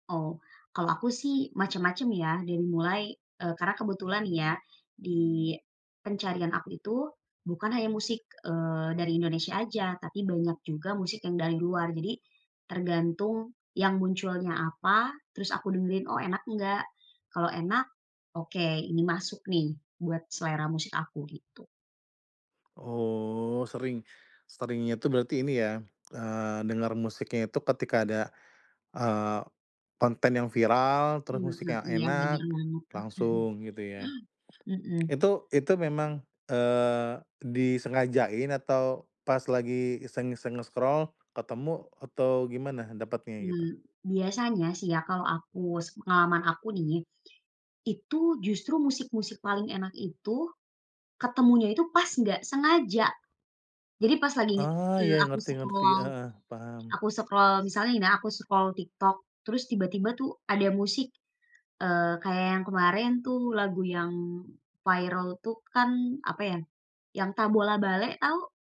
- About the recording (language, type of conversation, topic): Indonesian, podcast, Bagaimana kamu biasanya menemukan musik baru?
- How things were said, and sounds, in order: chuckle; tapping; in English: "nge-scroll"; other background noise; in English: "scroll"; in English: "scroll"; in English: "scroll"